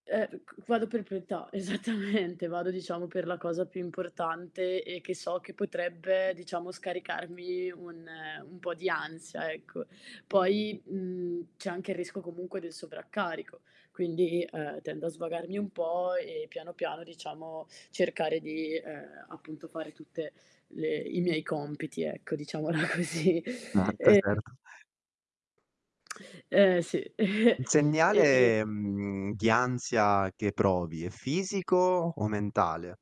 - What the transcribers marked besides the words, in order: static; distorted speech; tapping; "priorità" said as "prietà"; laughing while speaking: "esattamente"; "rischio" said as "risco"; laughing while speaking: "diciamola così"; tsk; chuckle; other background noise
- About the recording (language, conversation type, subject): Italian, podcast, Come gestisci l’ansia quando hai troppe opzioni tra cui scegliere?